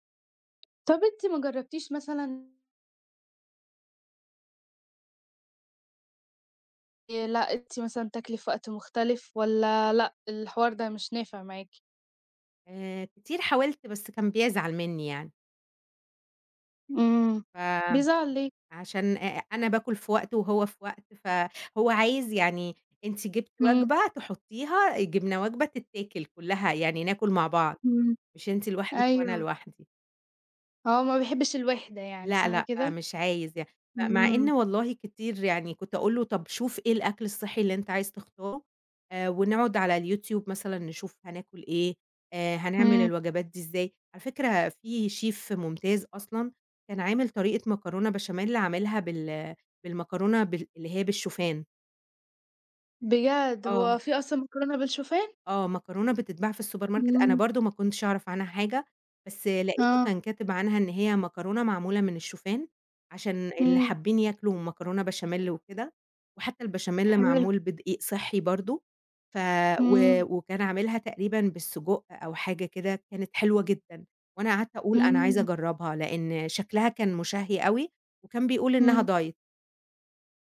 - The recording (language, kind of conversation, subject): Arabic, podcast, إزاي بتختار أكل صحي؟
- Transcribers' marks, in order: tapping; in English: "Chef"; in English: "الSupermarket"; in English: "Diet"